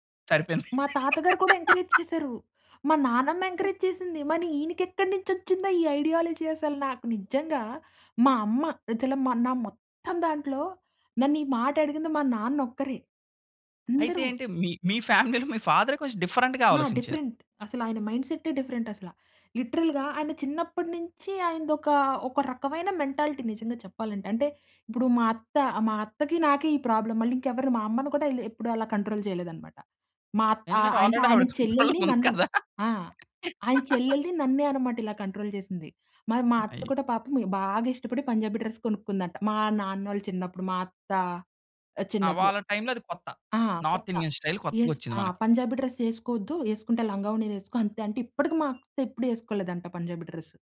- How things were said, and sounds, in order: laugh; in English: "ఎంకరేజ్"; other noise; in English: "ఎంకరేజ్"; in English: "ఐడియాలజీ"; in English: "ఫ్యామిలీలో"; in English: "డిఫరెంట్‌గా"; in English: "డిఫరెంట్"; in English: "లిటరల్‌గా"; in English: "మెంటాలిటీ"; in English: "ప్రాబ్లమ్"; in English: "కంట్రోల్"; laughing while speaking: "ఆల్రెడీ ఆవిడ కంట్రోల్‌లో ఉంది కదా!"; in English: "ఆల్రెడీ"; in English: "కంట్రోల్‌లో"; in English: "కంట్రోల్"; stressed: "బాగా"; in English: "డ్రెస్"; in English: "నార్త్ ఇండియన్ స్టైల్"; in English: "ఎస్"; in English: "డ్రెస్"; in English: "డ్రెస్"
- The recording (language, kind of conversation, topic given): Telugu, podcast, మీ వ్యక్తిగత ఇష్టాలు కుటుంబ ఆశలతో ఎలా సరిపోతాయి?